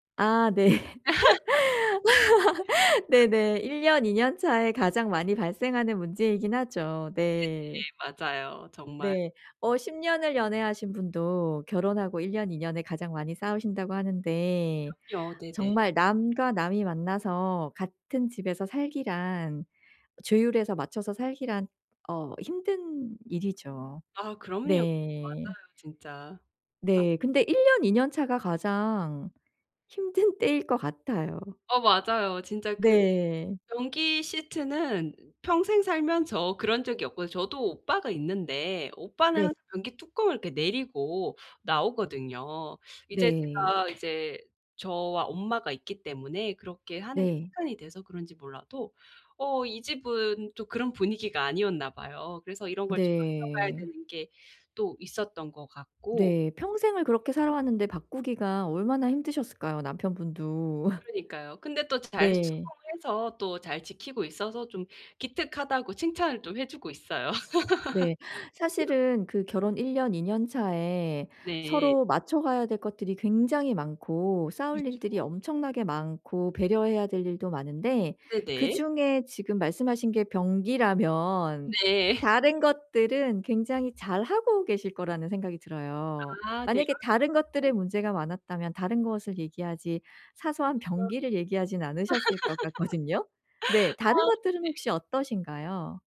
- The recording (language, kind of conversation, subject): Korean, advice, 다툴 때 서로의 감정을 어떻게 이해할 수 있을까요?
- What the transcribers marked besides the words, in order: laughing while speaking: "네"; laugh; tapping; other background noise; laugh; laugh; unintelligible speech; unintelligible speech; laugh; laughing while speaking: "같거든요"